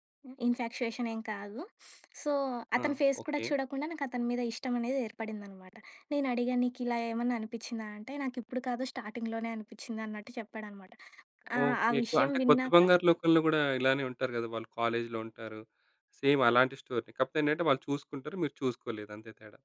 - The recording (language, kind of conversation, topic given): Telugu, podcast, ఆన్‌లైన్ పరిచయాన్ని నిజ జీవిత సంబంధంగా మార్చుకోవడానికి మీరు ఏ చర్యలు తీసుకుంటారు?
- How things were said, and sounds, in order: in English: "ఇన్‌ఫ్యాచ్యుయేషన్"; in English: "సో"; in English: "ఫేస్"; in English: "స్టార్టింగ్‌లోనే"; in English: "కాలేజ్‌లో"; in English: "సేమ్"; in English: "స్టోరీ"